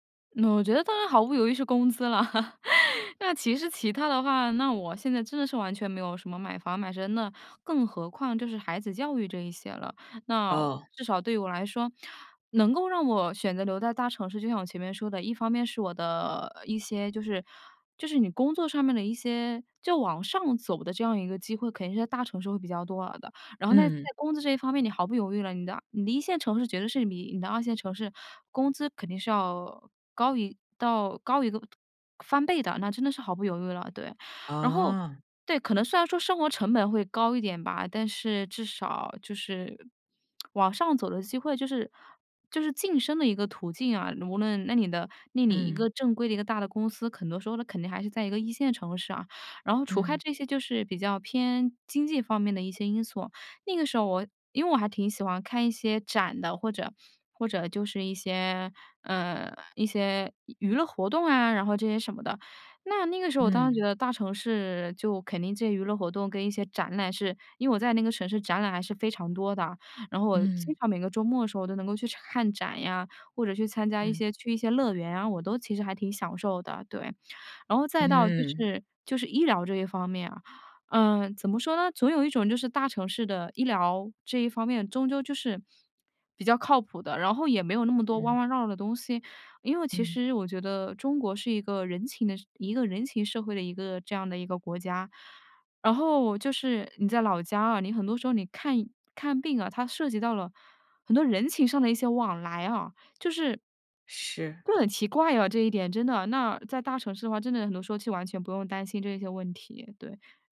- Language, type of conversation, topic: Chinese, podcast, 你会选择留在城市，还是回老家发展？
- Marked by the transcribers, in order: tapping; laugh; laughing while speaking: "那其实其他的话"; lip smack; lip smack